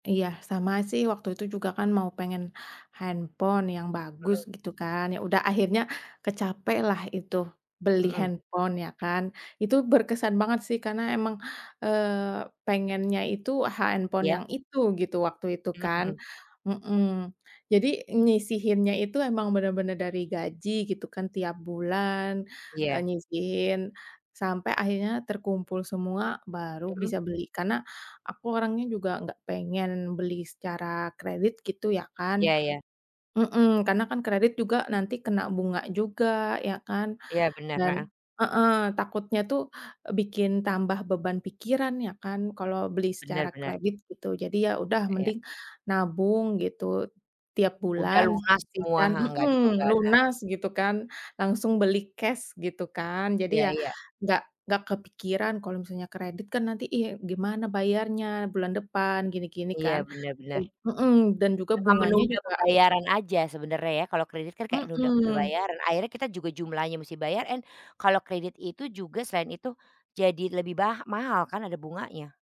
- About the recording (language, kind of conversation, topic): Indonesian, unstructured, Pernahkah kamu merasa senang setelah berhasil menabung untuk membeli sesuatu?
- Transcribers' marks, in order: unintelligible speech